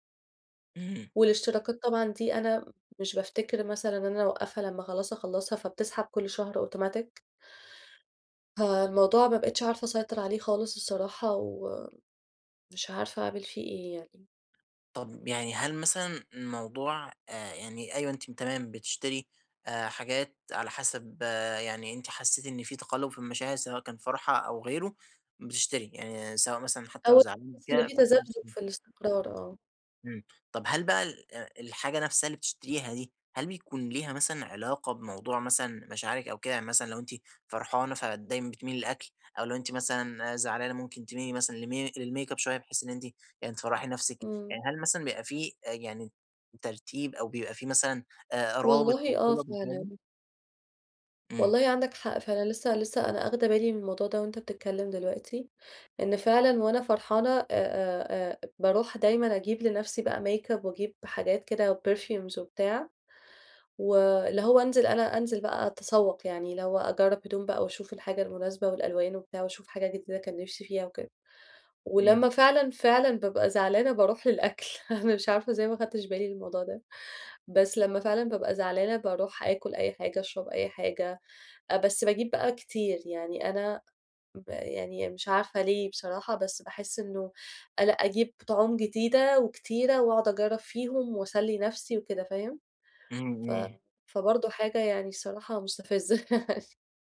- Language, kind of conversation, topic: Arabic, advice, إزاي مشاعري بتأثر على قراراتي المالية؟
- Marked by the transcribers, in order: tapping; in English: "أوتوماتيك"; unintelligible speech; in English: "للميك أب"; unintelligible speech; in English: "ميك أب"; in English: "perfumes"; laughing while speaking: "للأكل، أنا مش عارفة إزاي"; laugh